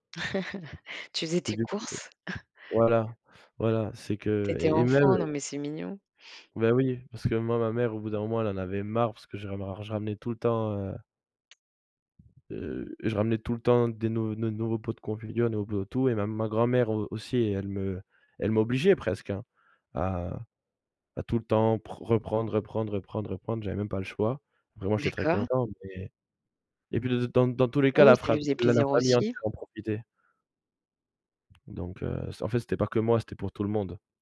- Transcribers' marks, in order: chuckle; chuckle; tapping; other background noise; stressed: "m'obligeait"
- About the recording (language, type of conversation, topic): French, podcast, Peux-tu raconter un souvenir d’enfance lié à ta culture d’origine ?